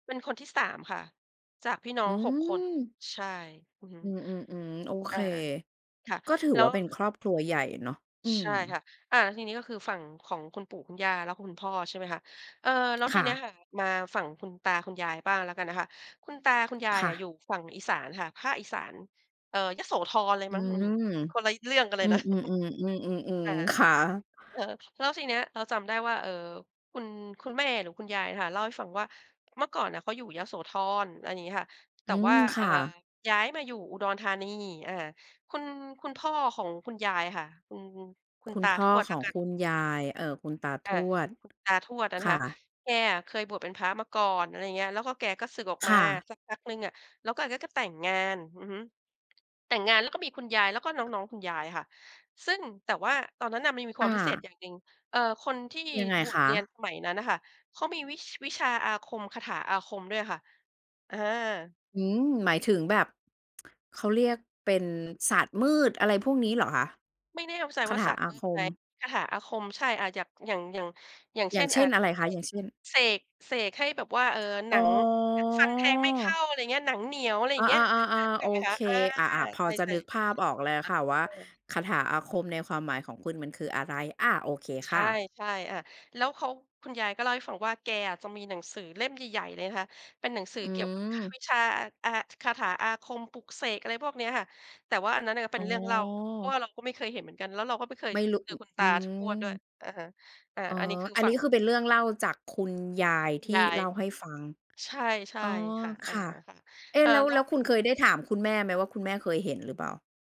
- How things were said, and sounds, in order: tapping; chuckle; tsk; drawn out: "อ๋อ"
- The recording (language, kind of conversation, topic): Thai, podcast, คุณเติบโตมาในครอบครัวแบบไหน?